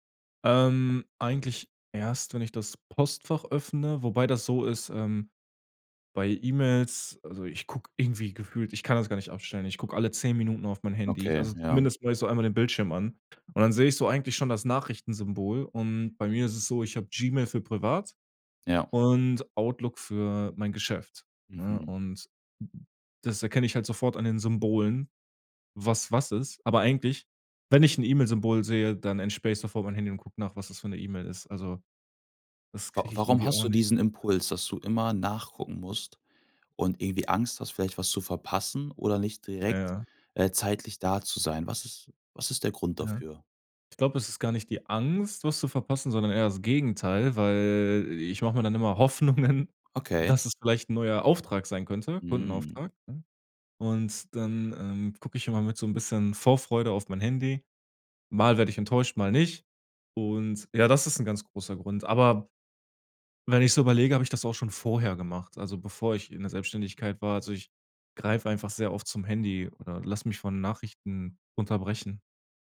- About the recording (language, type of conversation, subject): German, advice, Wie kann ich verhindern, dass ich durch Nachrichten und Unterbrechungen ständig den Fokus verliere?
- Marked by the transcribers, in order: other background noise; laughing while speaking: "Hoffnungen"